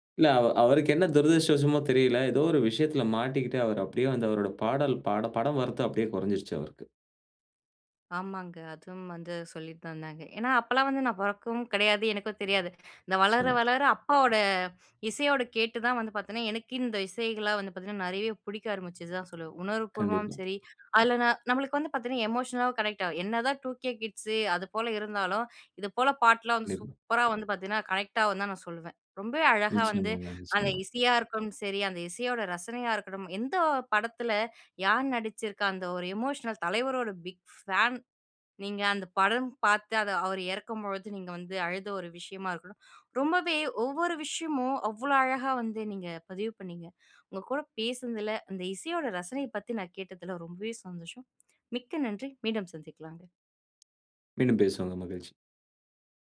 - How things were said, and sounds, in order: in English: "எமோஷனல கனெக்ட்"; in English: "டுகே கிட்ஸ்"; in English: "கனெக்ட்"; "இருக்கட்டும்" said as "இருக்கனும்"; in English: "எமோஷனல்"; in English: "பிக் ஃபேன்"
- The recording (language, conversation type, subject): Tamil, podcast, வயது அதிகரிக்கும்போது இசை ரசனை எப்படி மாறுகிறது?